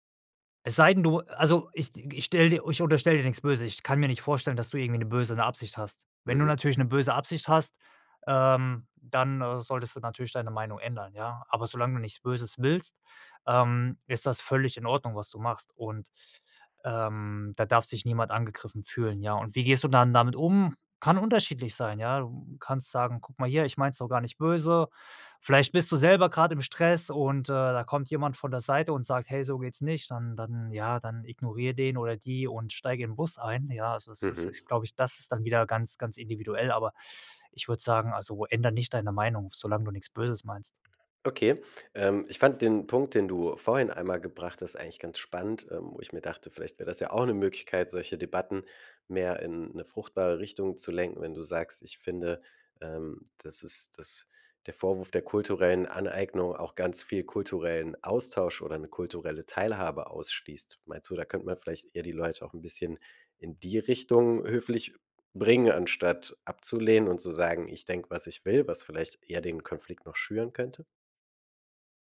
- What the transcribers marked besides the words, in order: other background noise
- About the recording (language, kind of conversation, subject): German, podcast, Wie gehst du mit kultureller Aneignung um?